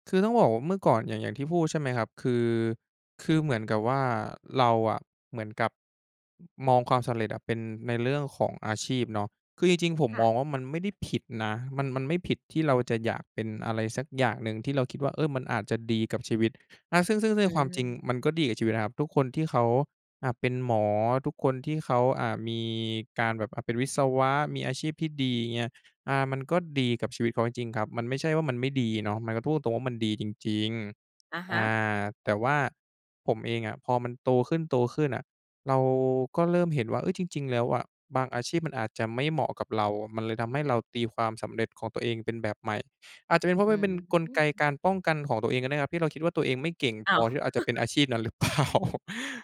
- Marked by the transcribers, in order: chuckle; laughing while speaking: "เปล่า ?"
- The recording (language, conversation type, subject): Thai, podcast, สำหรับคุณ ความหมายของความสำเร็จคืออะไร?